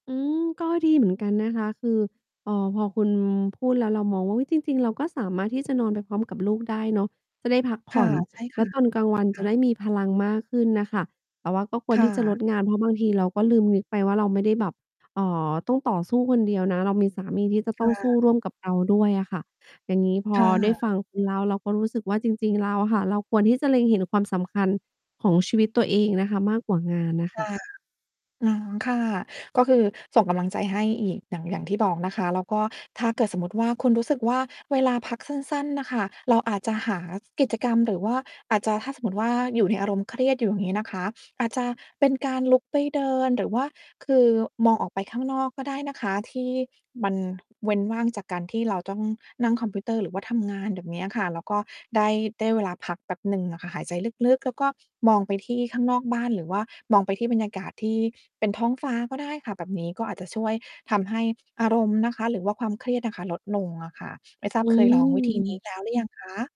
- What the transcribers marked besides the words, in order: other background noise; distorted speech
- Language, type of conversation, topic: Thai, advice, ทำอย่างไรให้แยกขอบเขตชีวิตส่วนตัวกับงานเมื่อทำงานจากที่บ้านได้ชัดเจน?